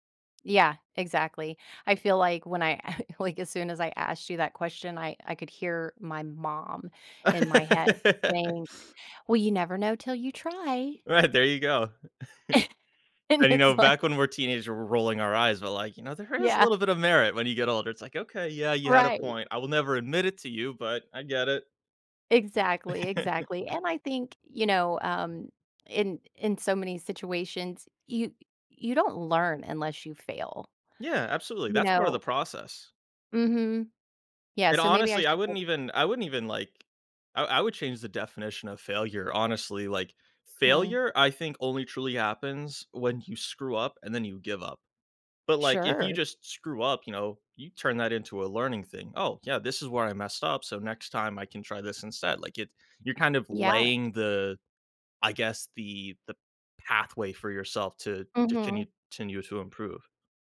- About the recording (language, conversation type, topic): English, unstructured, How can a hobby help me handle failure and track progress?
- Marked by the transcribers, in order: chuckle; laugh; other background noise; laughing while speaking: "Right"; chuckle; laughing while speaking: "And it's like"; laugh; tapping; "continue-" said as "con-you"; "continue" said as "tinue"